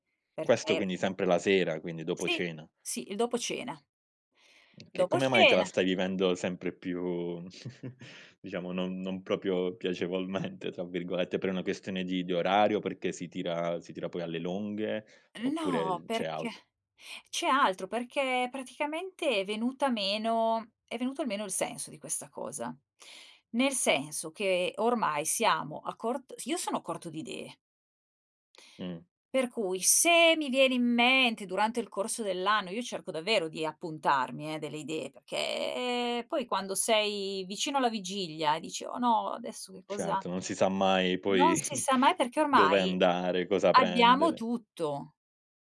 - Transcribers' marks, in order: tapping; chuckle; laughing while speaking: "piacevolmente"; other background noise; drawn out: "perché"; laughing while speaking: "poi"
- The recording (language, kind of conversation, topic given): Italian, podcast, Qual è una tradizione di famiglia che ami e che ti va di raccontarmi?